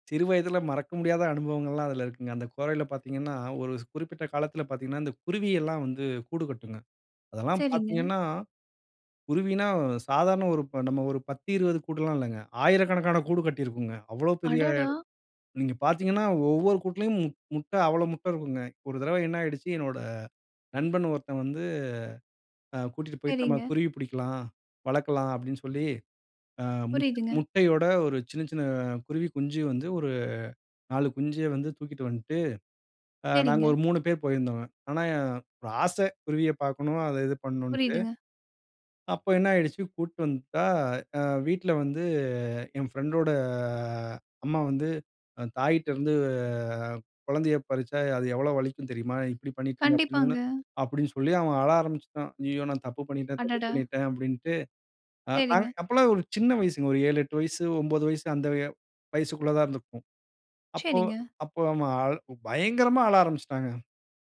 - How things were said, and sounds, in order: drawn out: "பிரெண்டோட"
- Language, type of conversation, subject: Tamil, podcast, சின்னப்பிள்ளையாக இருந்தபோது, உங்களுக்கு மனம் நிம்மதியாகவும் பாதுகாப்பாகவும் உணர வைத்த உங்கள் ரகசியமான சுகமான இடம் எது?